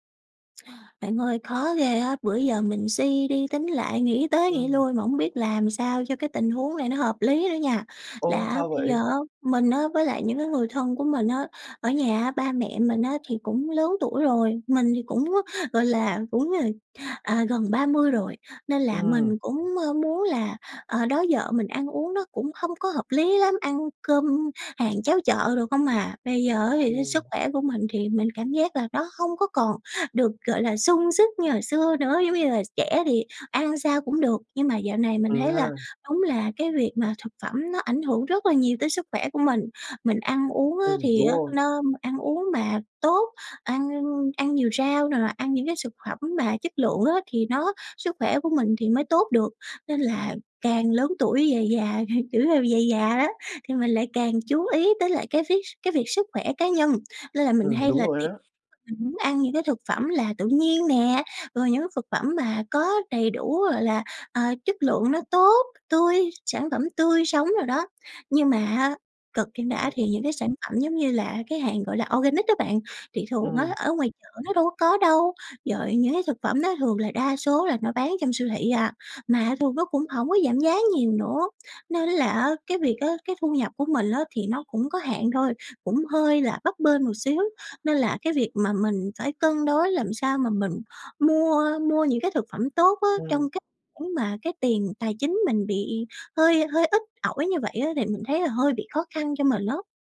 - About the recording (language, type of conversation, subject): Vietnamese, advice, Làm thế nào để mua thực phẩm tốt cho sức khỏe khi ngân sách eo hẹp?
- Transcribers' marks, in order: tapping; other background noise; other noise; laugh; "thực" said as "phực"; in English: "organic"